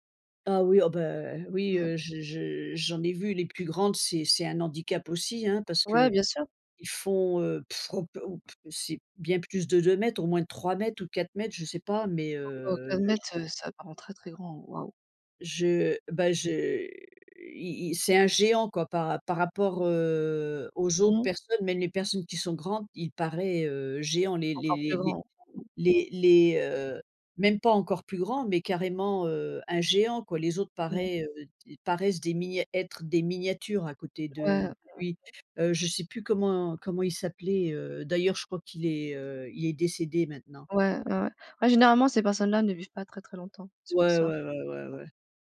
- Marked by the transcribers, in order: tapping; blowing; other background noise
- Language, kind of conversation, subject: French, unstructured, Qu’est-ce qui rend un voyage vraiment inoubliable ?